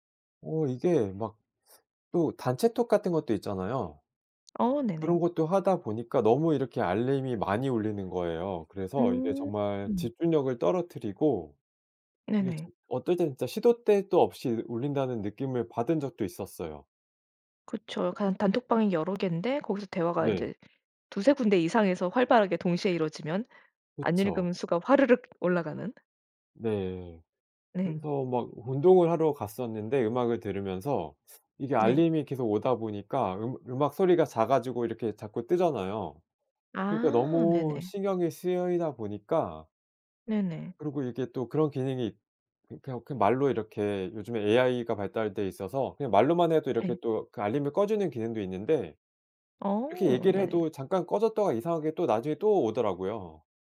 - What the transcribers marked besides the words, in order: other background noise
- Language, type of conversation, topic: Korean, podcast, 디지털 기기로 인한 산만함을 어떻게 줄이시나요?